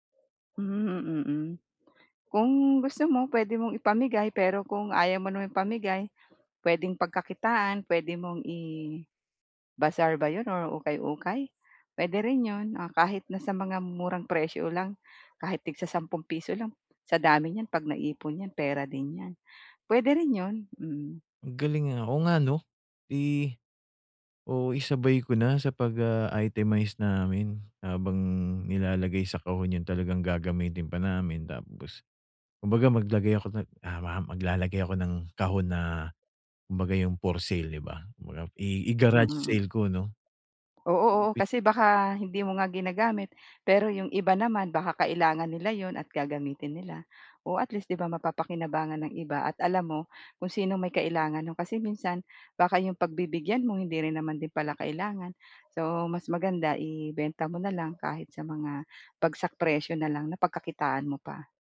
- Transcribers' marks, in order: other background noise; unintelligible speech
- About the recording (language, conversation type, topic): Filipino, advice, Paano ko maayos na maaayos at maiimpake ang mga gamit ko para sa paglipat?